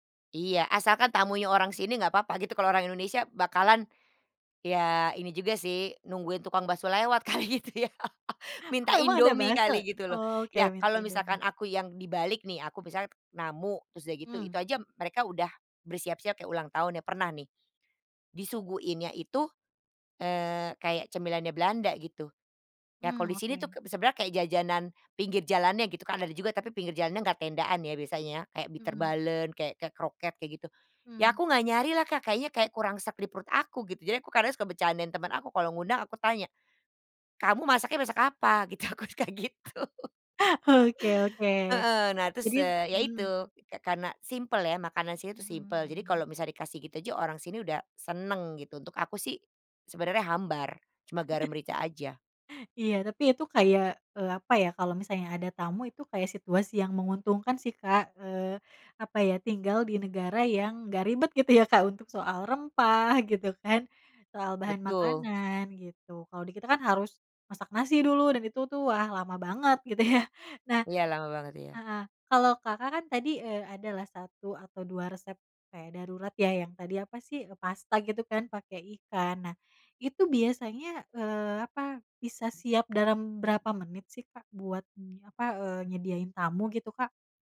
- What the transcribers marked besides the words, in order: laughing while speaking: "kali gitu ya?"; other background noise; laughing while speaking: "Gitu. Aku tuh kayak gitu"; chuckle; laughing while speaking: "ya"; tapping
- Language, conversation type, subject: Indonesian, podcast, Apa trikmu untuk memasak cepat saat ada tamu mendadak?
- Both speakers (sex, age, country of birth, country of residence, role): female, 30-34, Indonesia, Indonesia, host; female, 50-54, Indonesia, Netherlands, guest